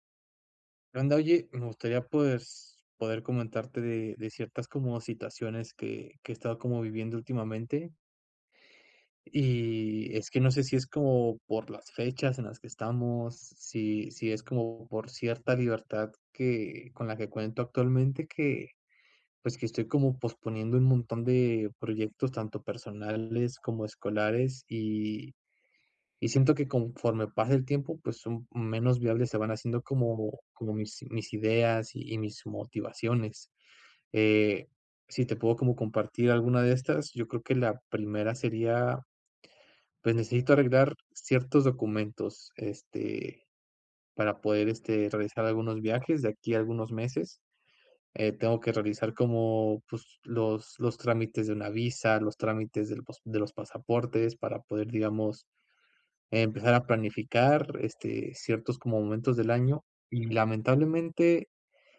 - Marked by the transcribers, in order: none
- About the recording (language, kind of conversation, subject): Spanish, advice, ¿Cómo puedo dejar de procrastinar y crear mejores hábitos?